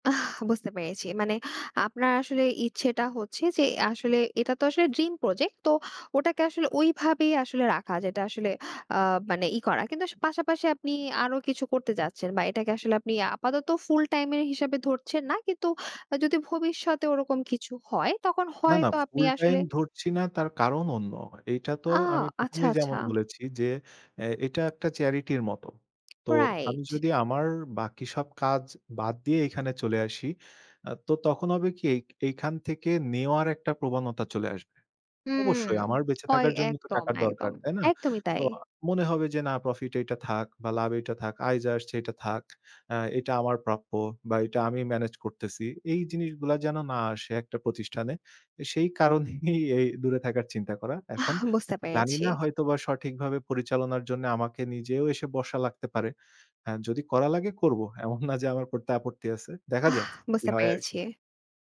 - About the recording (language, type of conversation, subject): Bengali, podcast, তোমার প্রিয় প্যাশন প্রজেক্টটা সম্পর্কে বলো না কেন?
- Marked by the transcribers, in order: other background noise; "পেরেছি" said as "পেরেচি"; in English: "dream project"; in English: "charity"; tapping